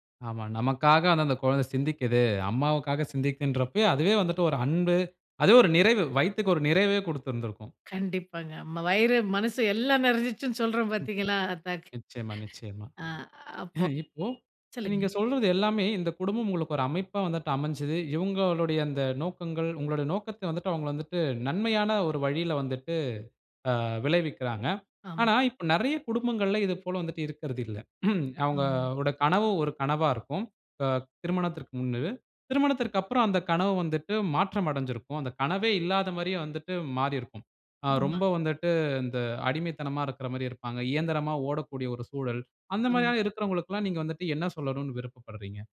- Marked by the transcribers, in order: chuckle; horn; other noise; inhale; cough
- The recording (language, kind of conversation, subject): Tamil, podcast, குடும்பம் உங்கள் நோக்கத்தை எப்படி பாதிக்கிறது?